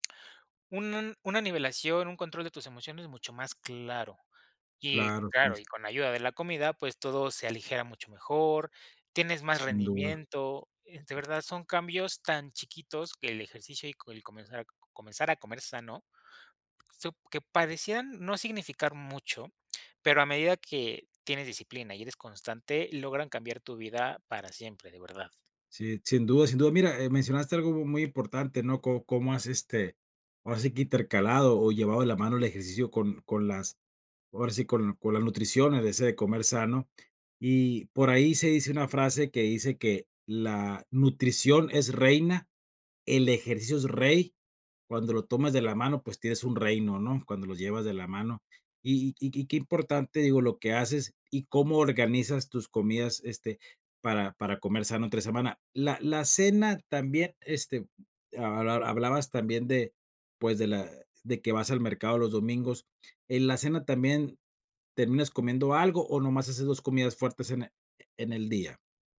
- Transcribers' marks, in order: none
- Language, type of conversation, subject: Spanish, podcast, ¿Cómo organizas tus comidas para comer sano entre semana?